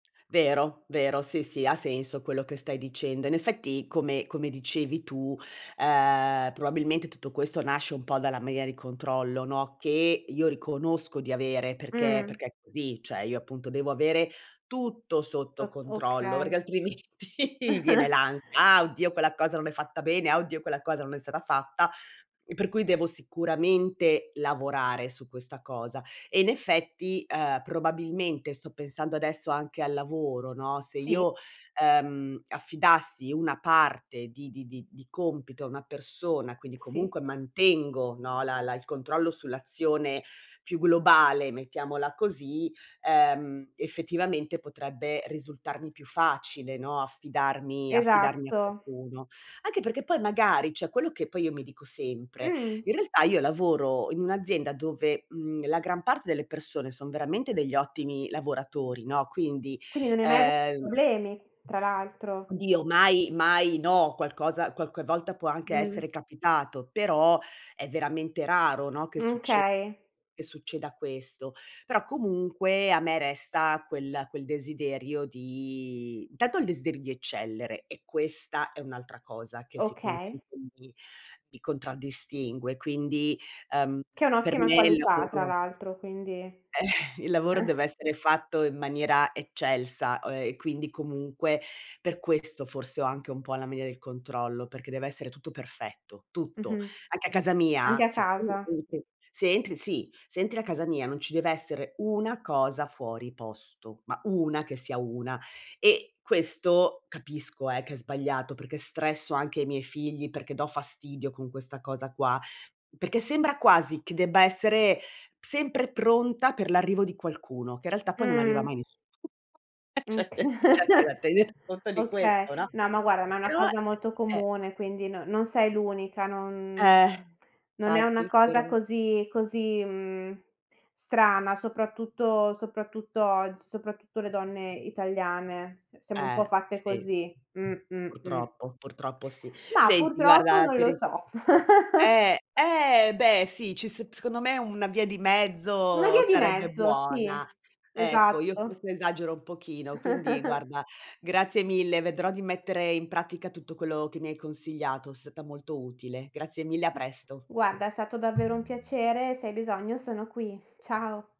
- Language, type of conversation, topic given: Italian, advice, Quali difficoltà incontri nel delegare compiti e nel chiedere aiuto?
- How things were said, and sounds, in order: stressed: "tutto sotto controllo"; laughing while speaking: "altrimenti"; chuckle; "cioè" said as "ceh"; tapping; drawn out: "di"; "mania" said as "menia"; laughing while speaking: "Oka"; chuckle; laughing while speaking: "e c'è c'è anche da tener conto di questo"; "guarda" said as "guara"; stressed: "eh"; chuckle; other background noise; chuckle